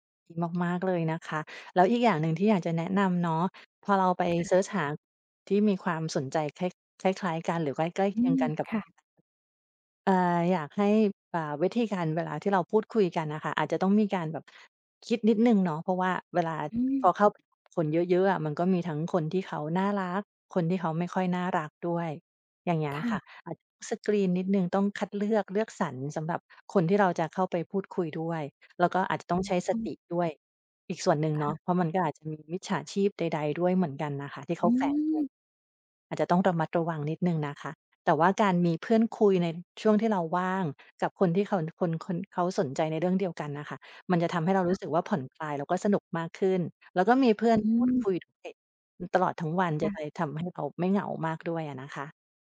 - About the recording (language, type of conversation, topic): Thai, advice, คุณรับมือกับความรู้สึกว่างเปล่าและไม่มีเป้าหมายหลังจากลูกโตแล้วอย่างไร?
- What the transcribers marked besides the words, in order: tapping; other background noise